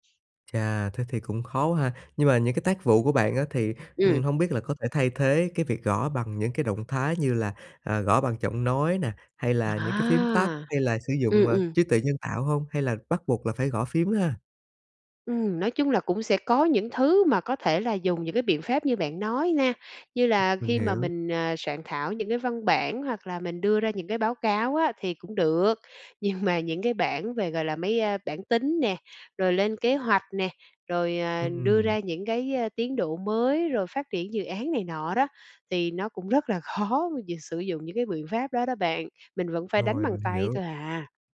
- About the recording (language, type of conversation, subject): Vietnamese, advice, Sau khi nhận chẩn đoán bệnh mới, tôi nên làm gì để bớt lo lắng về sức khỏe và lên kế hoạch cho cuộc sống?
- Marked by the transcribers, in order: tapping; laughing while speaking: "Nhưng"; laughing while speaking: "khó"